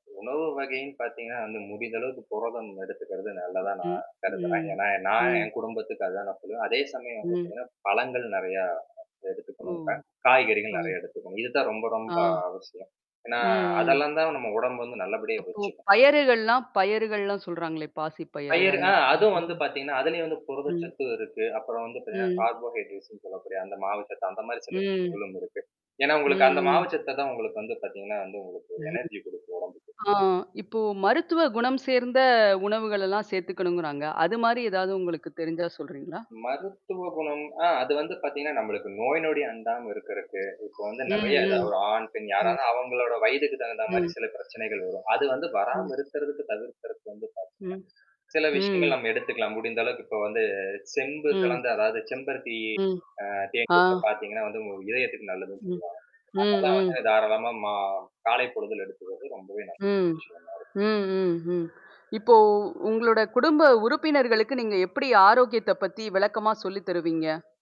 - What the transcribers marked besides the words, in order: static; other noise; drawn out: "ஏன்னா"; distorted speech; unintelligible speech; in English: "கார்போஹைட்ரேட்ஸ்ன்னு"; mechanical hum; in English: "எனர்ஜிய"; other background noise; unintelligible speech
- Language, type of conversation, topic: Tamil, podcast, குடும்பத்துடன் ஆரோக்கிய பழக்கங்களை நீங்கள் எப்படிப் வளர்க்கிறீர்கள்?